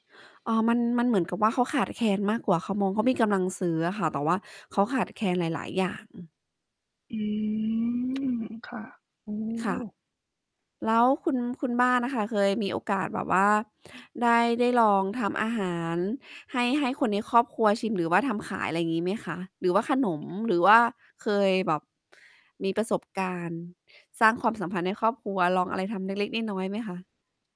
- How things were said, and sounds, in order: other noise; drawn out: "อืม"; other background noise; tapping
- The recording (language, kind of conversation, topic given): Thai, unstructured, คุณอยากมีทักษะทำอาหารให้อร่อย หรืออยากปลูกผักให้เจริญงอกงามมากกว่ากัน?
- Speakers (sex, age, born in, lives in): female, 20-24, Thailand, Thailand; female, 35-39, Thailand, Thailand